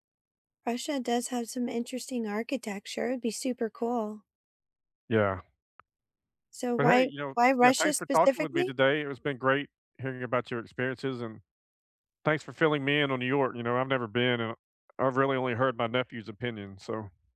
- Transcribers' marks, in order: tapping; anticipating: "specifically?"
- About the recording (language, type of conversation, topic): English, unstructured, What was your most memorable field trip, and what lesson or perspective stayed with you afterward?